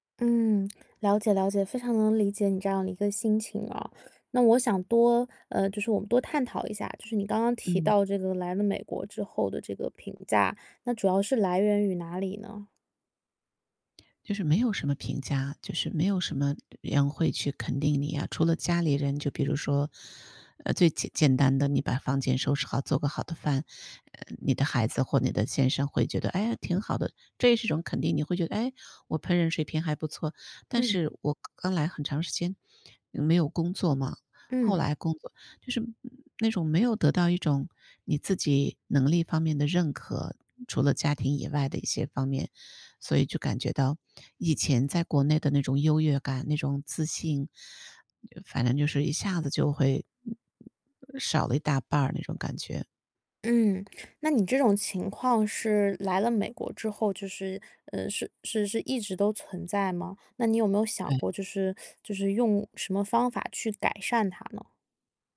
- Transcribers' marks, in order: other noise; teeth sucking
- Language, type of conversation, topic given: Chinese, advice, 如何面对别人的评价并保持自信？